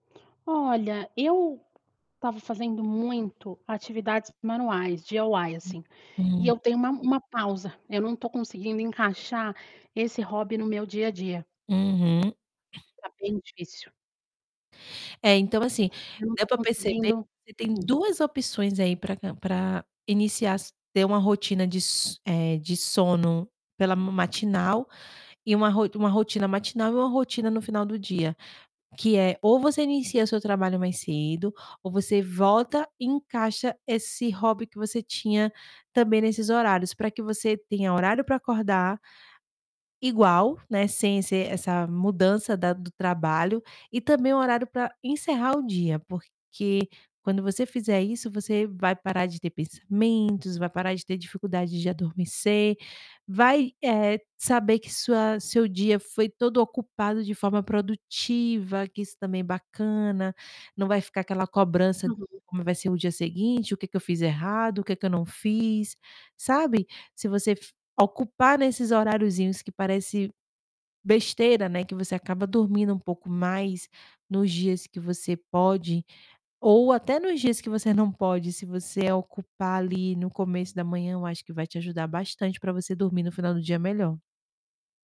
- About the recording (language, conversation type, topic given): Portuguese, advice, Por que sinto dificuldade para adormecer à noite mesmo estando cansado(a)?
- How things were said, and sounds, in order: other background noise; tapping; in English: "DIY"; distorted speech; "iniciar" said as "inicias"